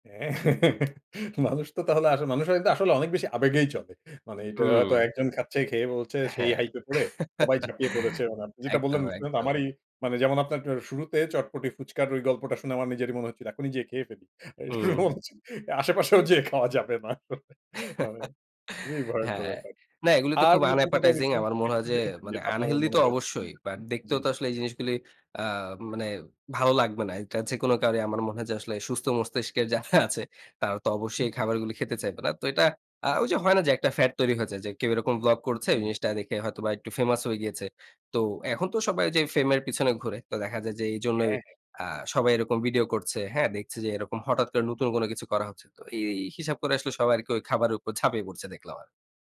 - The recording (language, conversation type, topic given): Bengali, podcast, রাস্তার কোনো খাবারের স্মৃতি কি আজও মনে আছে?
- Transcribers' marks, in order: laughing while speaking: "হ্যাঁ"; laugh; laughing while speaking: "আশেপাশেও যেয়ে খাওয়া যাবে না"; laugh; in English: "unappetizing"; in English: "unhealthy"; laughing while speaking: "যারা আছে"; other noise